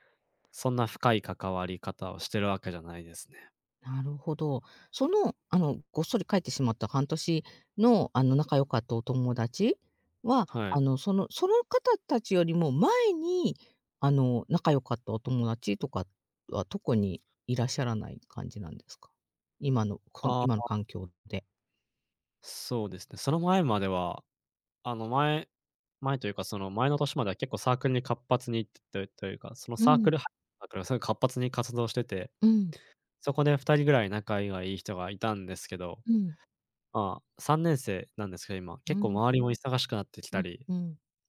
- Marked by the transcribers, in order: none
- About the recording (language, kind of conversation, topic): Japanese, advice, 新しい環境で友達ができず、孤独を感じるのはどうすればよいですか？